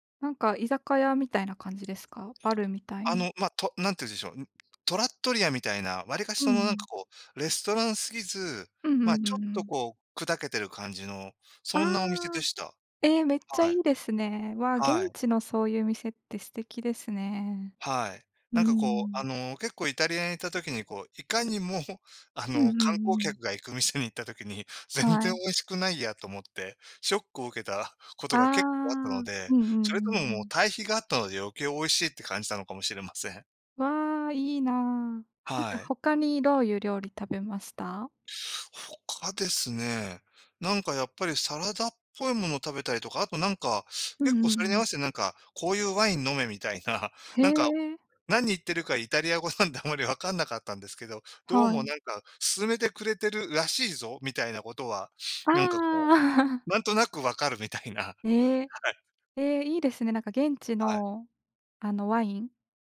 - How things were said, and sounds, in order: other background noise; chuckle
- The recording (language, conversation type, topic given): Japanese, unstructured, 旅行中に食べた一番おいしかったものは何ですか？